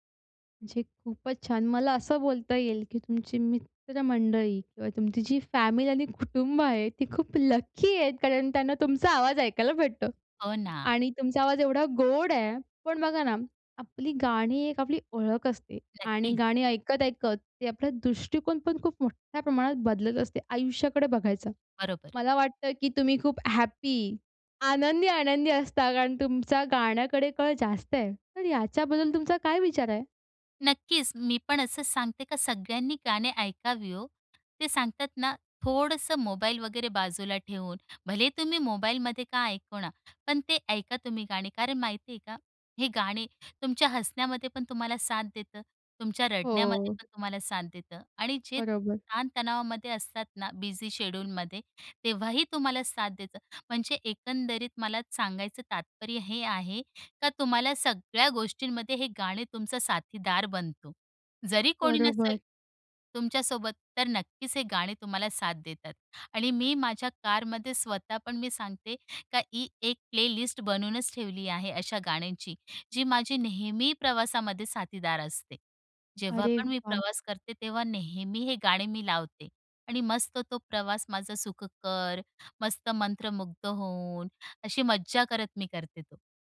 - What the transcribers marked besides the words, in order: laughing while speaking: "कुटुंब आहे, ती खूप लकी … एवढा गोड आहे"; joyful: "ती खूप लकी आहेत, कारण त्यांना तुमचा आवाज ऐकायला भेटतो"; in English: "हॅपी"; stressed: "हॅपी"; laughing while speaking: "आनंदी-आनंदी असता"; other background noise; in English: "बिझी शेड्यूलमध्ये"; in English: "प्लेलिस्ट"
- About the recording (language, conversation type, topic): Marathi, podcast, संगीताने तुमची ओळख कशी घडवली?